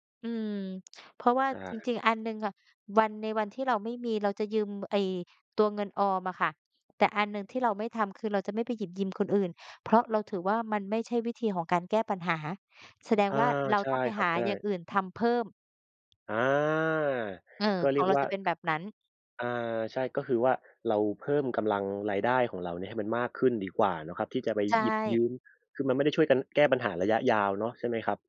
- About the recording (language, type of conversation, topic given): Thai, unstructured, การวางแผนการเงินช่วยให้ชีวิตดีขึ้นได้อย่างไร?
- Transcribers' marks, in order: other background noise